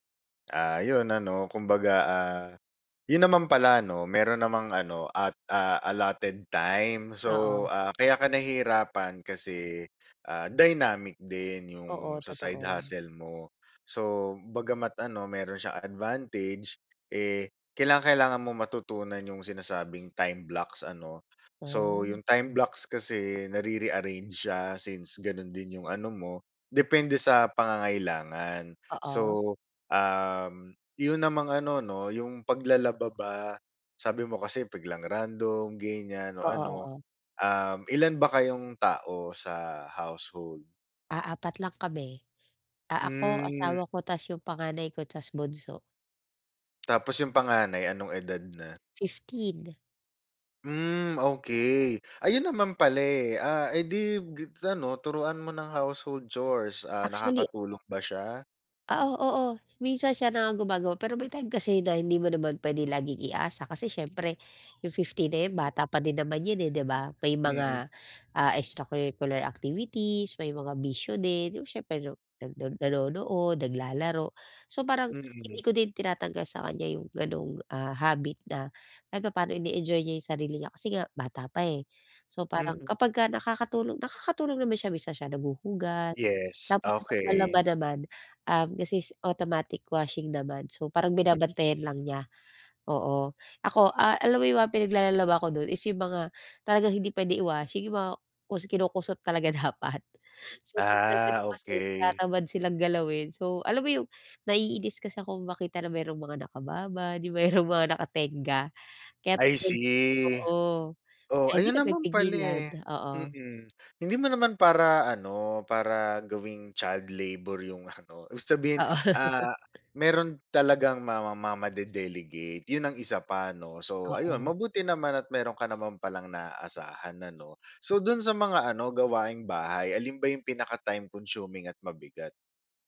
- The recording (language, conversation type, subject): Filipino, advice, Paano ko mababalanse ang pahinga at mga gawaing-bahay tuwing katapusan ng linggo?
- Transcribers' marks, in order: tapping; other background noise; in English: "time blocks"; in English: "time blocks"; chuckle